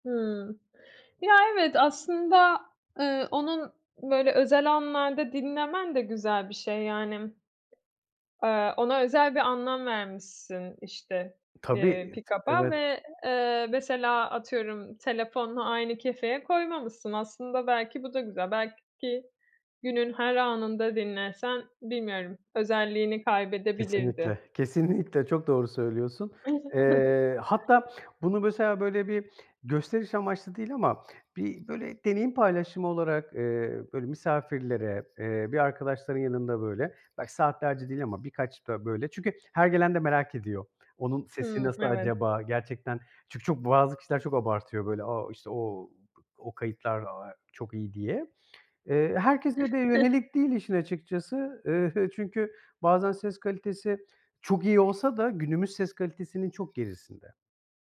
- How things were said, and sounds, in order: other background noise; chuckle; chuckle; laughing while speaking: "eee"
- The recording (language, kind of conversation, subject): Turkish, podcast, Ailenin dinlediği şarkılar seni nasıl şekillendirdi?